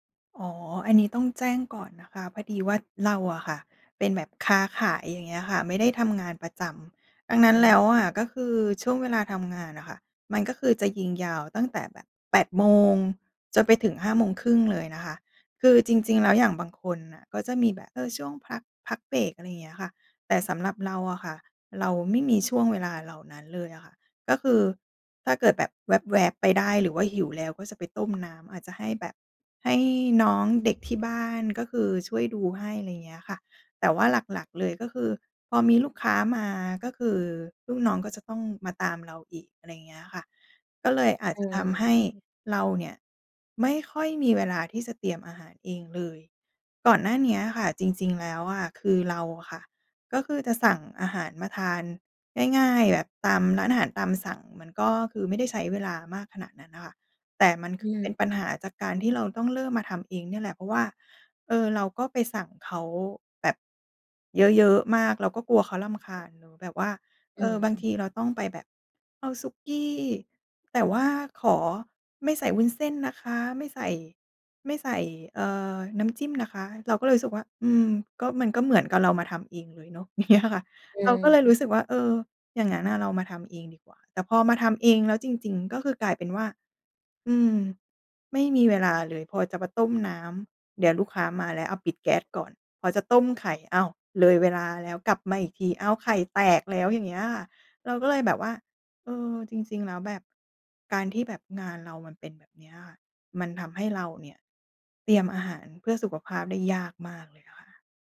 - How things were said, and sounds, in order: laughing while speaking: "อย่างเงี้ยอะค่ะ"
- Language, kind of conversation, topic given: Thai, advice, งานยุ่งมากจนไม่มีเวลาเตรียมอาหารเพื่อสุขภาพ ควรทำอย่างไรดี?